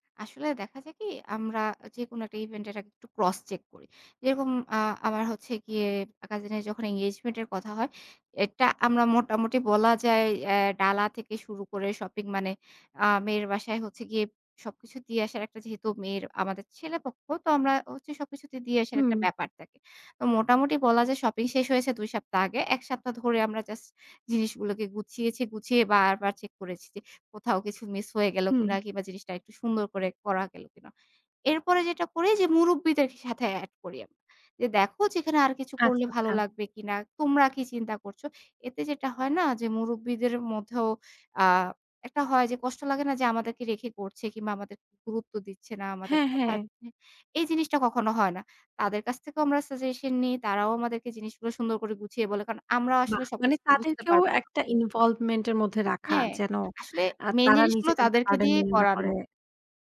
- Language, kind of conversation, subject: Bengali, podcast, উৎসবে পরিবারের জন্য একসঙ্গে রান্নার পরিকল্পনা কীভাবে করেন?
- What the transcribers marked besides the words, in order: in English: "ইনভলভমেন্ট"; in English: "বার্ডেন"